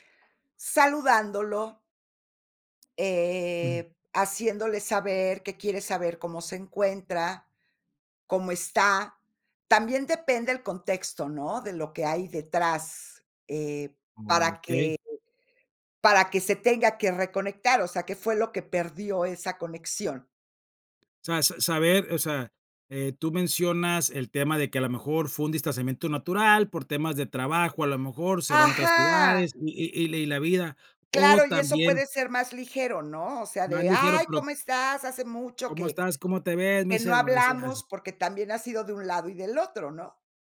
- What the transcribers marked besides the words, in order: unintelligible speech
- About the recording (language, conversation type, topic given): Spanish, podcast, ¿Qué acciones sencillas recomiendas para reconectar con otras personas?